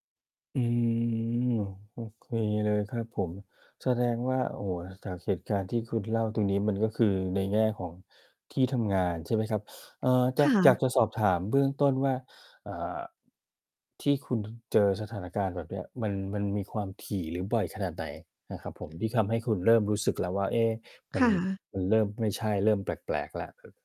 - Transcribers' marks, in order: drawn out: "อืม"; "เหตุการณ์" said as "เสดการณ์"; tapping; other background noise; distorted speech
- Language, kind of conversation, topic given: Thai, advice, ทำไมคุณถึงมักยอมทุกอย่างจนถูกเอาเปรียบซ้ำๆ และอยากเปลี่ยนแปลงสถานการณ์นี้อย่างไร?